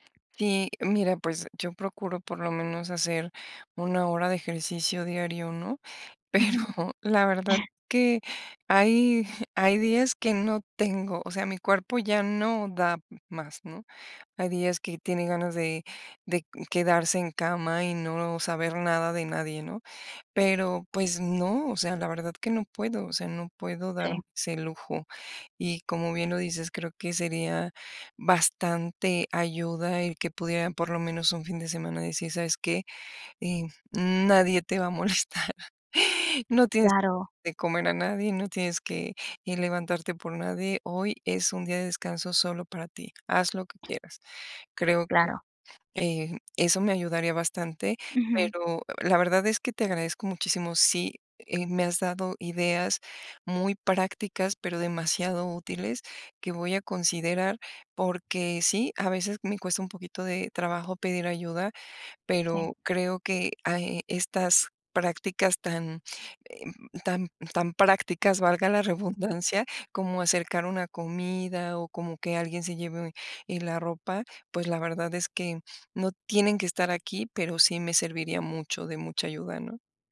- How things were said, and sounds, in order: laughing while speaking: "pero"; laughing while speaking: "molestar"; other background noise; chuckle
- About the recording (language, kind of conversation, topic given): Spanish, advice, ¿Cómo puedo manejar la soledad y la falta de apoyo emocional mientras me recupero del agotamiento?